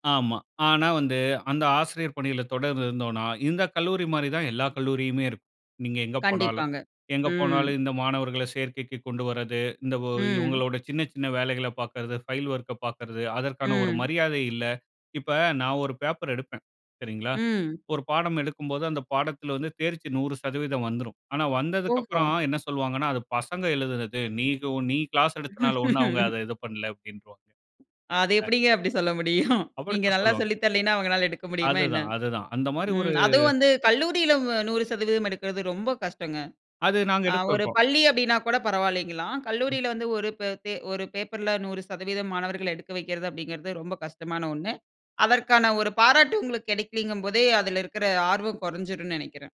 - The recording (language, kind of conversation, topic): Tamil, podcast, வேலைக்கும் வாழ்க்கைக்கும் ஒரே அர்த்தம்தான் உள்ளது என்று நீங்கள் நினைக்கிறீர்களா?
- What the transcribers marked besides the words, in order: in English: "ஃபைல் ஒர்க்க"; chuckle; laughing while speaking: "முடியும்?"; unintelligible speech